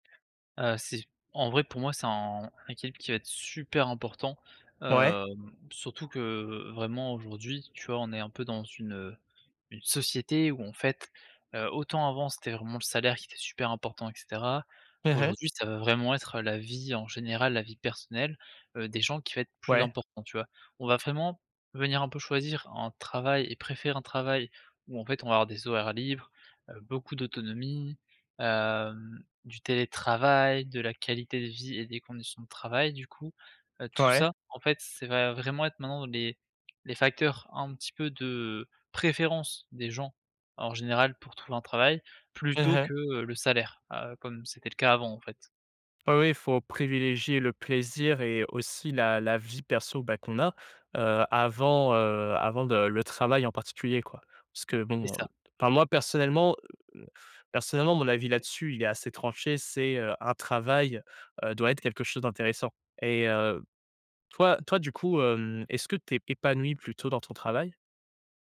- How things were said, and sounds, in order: stressed: "super"; stressed: "préférence"
- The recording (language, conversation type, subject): French, podcast, Que signifie pour toi l’équilibre entre vie professionnelle et vie personnelle ?
- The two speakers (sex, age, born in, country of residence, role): male, 20-24, France, France, guest; male, 20-24, France, France, host